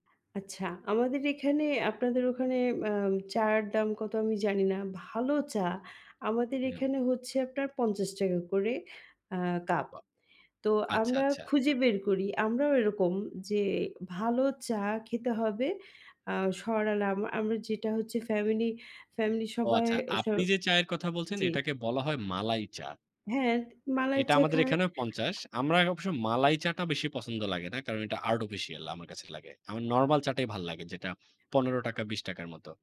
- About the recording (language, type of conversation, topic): Bengali, unstructured, চা আর কফির মধ্যে আপনি কোনটা বেছে নেবেন?
- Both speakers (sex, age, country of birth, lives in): female, 35-39, Bangladesh, Bangladesh; male, 25-29, Bangladesh, Bangladesh
- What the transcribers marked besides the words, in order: tapping; other background noise; other noise; "Artificial" said as "আর্ডফিসিয়াল"